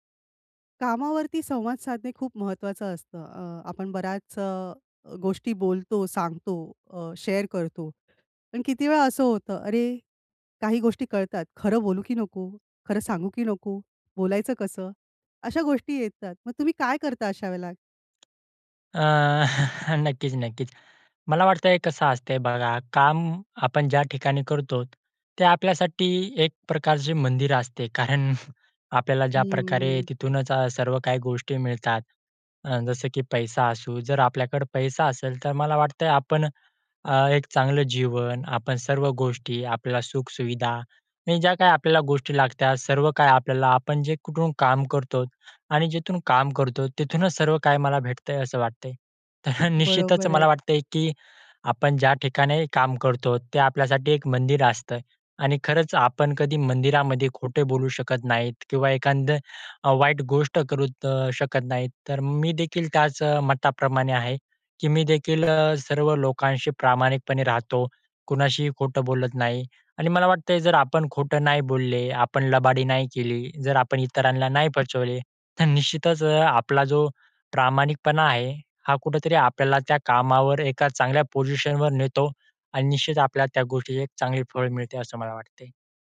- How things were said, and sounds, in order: in English: "शेअर"; tapping; chuckle; chuckle; other background noise; chuckle; "करू" said as "करुत"; "फसवले" said as "फचवले"
- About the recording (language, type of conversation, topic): Marathi, podcast, कामाच्या ठिकाणी नेहमी खरं बोलावं का, की काही प्रसंगी टाळावं?